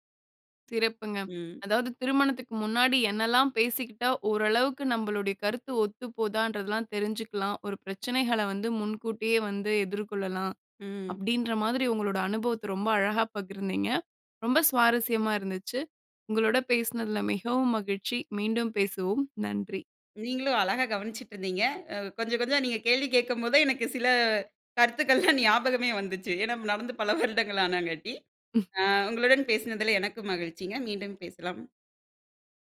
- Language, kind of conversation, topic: Tamil, podcast, திருமணத்திற்கு முன் பேசிக்கொள்ள வேண்டியவை என்ன?
- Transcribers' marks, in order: other background noise; laughing while speaking: "ஞாபகமே வந்துச்சு. ஏன்னா நடந்து பல வருடங்கள் ஆனங்காட்டி"